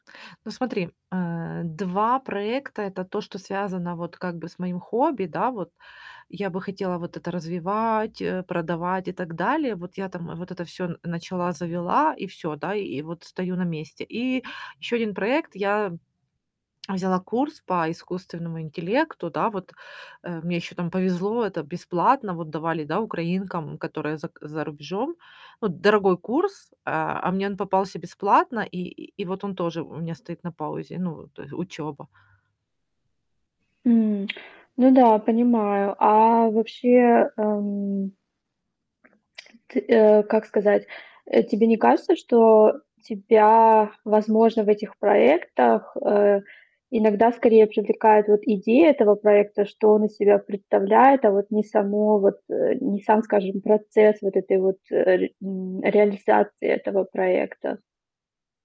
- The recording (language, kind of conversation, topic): Russian, advice, Почему мне не удаётся доводить начатые проекты до конца?
- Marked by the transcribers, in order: tapping